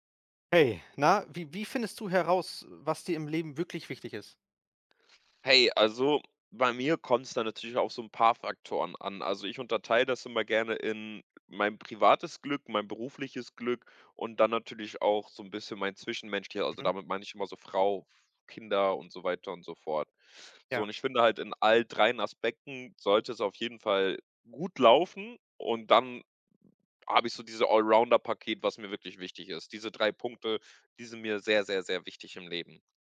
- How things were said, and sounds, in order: none
- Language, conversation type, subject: German, podcast, Wie findest du heraus, was dir im Leben wirklich wichtig ist?